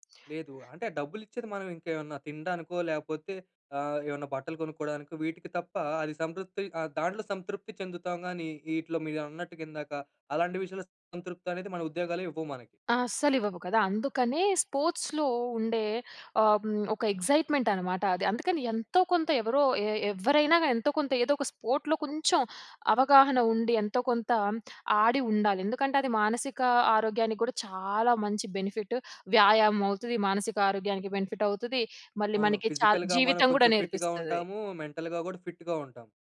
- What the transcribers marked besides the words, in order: in English: "స్పోర్ట్స్‌లో"; in English: "ఎగ్జైట్మెంట్"; in English: "స్పోర్ట్‌లో"; in English: "బెనిఫిట్"; in English: "బెనిఫిట్"; in English: "ఫిజికల్‌గా"; in English: "ఫిట్‌గా"; in English: "మెంటల్‌గా"; in English: "ఫిట్‌గా"
- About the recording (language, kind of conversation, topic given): Telugu, podcast, చిన్నప్పుడే మీకు ఇష్టమైన ఆట ఏది, ఎందుకు?